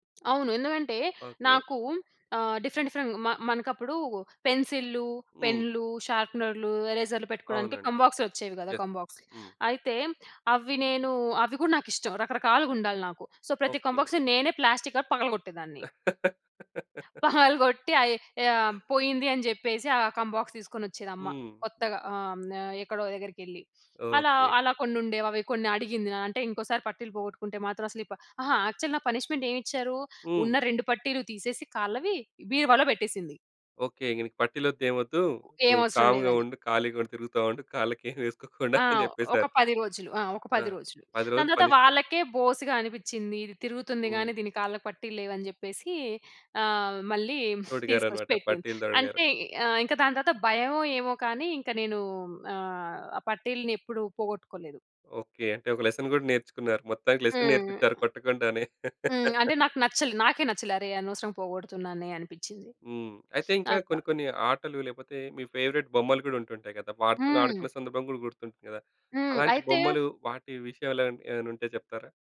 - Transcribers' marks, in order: in English: "డిఫరెంట్, డిఫరెంట్"; in English: "యస్"; in English: "కంబాక్స్"; in English: "సో"; in English: "కంబాక్స్"; in English: "ప్లాస్టిక్‌గా"; laugh; in English: "కంబాక్స్"; in English: "యాక్చువల్"; in English: "పనిష్మెంట్"; other background noise; in English: "కామ్‌గా"; laughing while speaking: "కాళ్ళకి ఏమి వేసుకోకుండా అని చెప్పేసారు"; in English: "పనిష్మెంట్"; in English: "లెసన్"; in English: "లెసన్"; laugh; in English: "ఫేవరైట్"
- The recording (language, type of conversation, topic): Telugu, podcast, మీ చిన్నప్పట్లో మీరు ఆడిన ఆటల గురించి వివరంగా చెప్పగలరా?